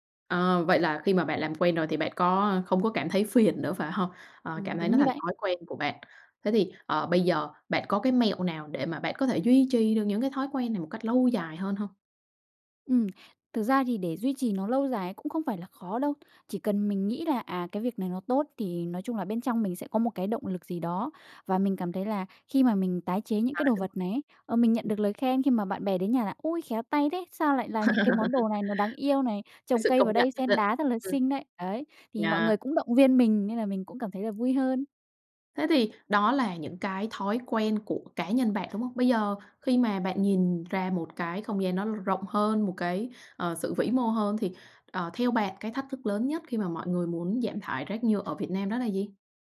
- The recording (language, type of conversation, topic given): Vietnamese, podcast, Bạn nghĩ sao về việc giảm rác thải nhựa trong sinh hoạt hằng ngày?
- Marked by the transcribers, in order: tapping; other background noise; laugh